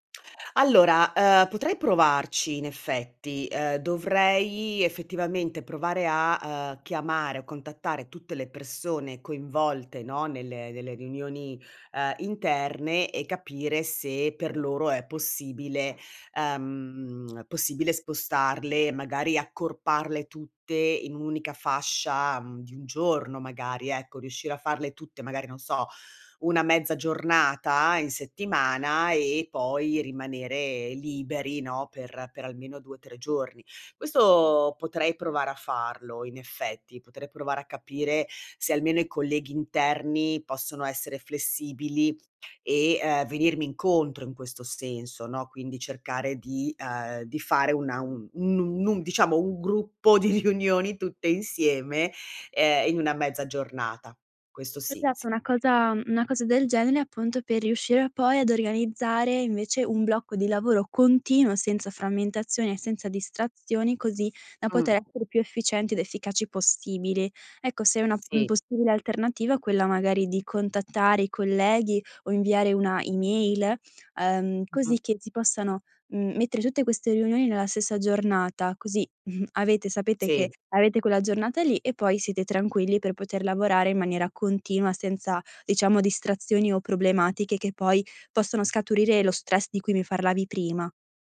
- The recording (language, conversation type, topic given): Italian, advice, Come posso gestire un lavoro frammentato da riunioni continue?
- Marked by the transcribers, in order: laughing while speaking: "di riunioni"; "genere" said as "genele"; other background noise; chuckle; "parlavi" said as "farlavi"